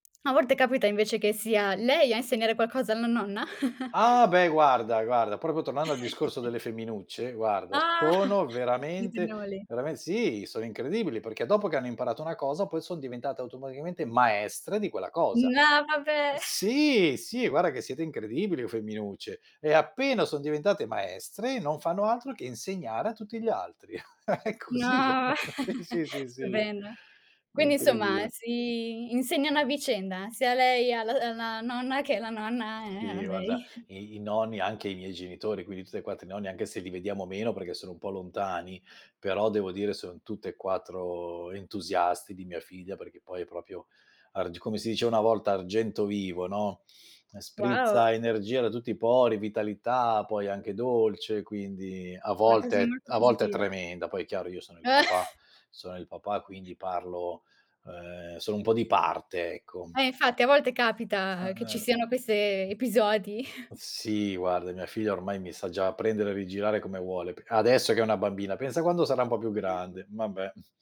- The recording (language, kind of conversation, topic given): Italian, podcast, Che ruolo hanno oggi i nonni nell’educazione dei nipoti?
- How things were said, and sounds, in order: chuckle; "proprio" said as "propo"; chuckle; laughing while speaking: "Ah"; tapping; stressed: "maestre"; chuckle; chuckle; laughing while speaking: "È così"; chuckle; other background noise; chuckle; chuckle; chuckle; unintelligible speech